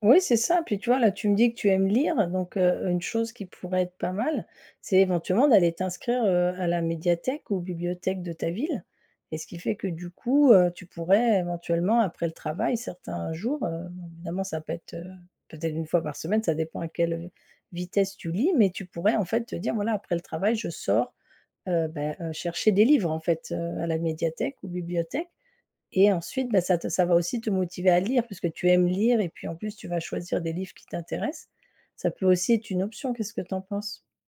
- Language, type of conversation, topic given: French, advice, Comment puis-je réussir à déconnecter des écrans en dehors du travail ?
- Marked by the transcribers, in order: none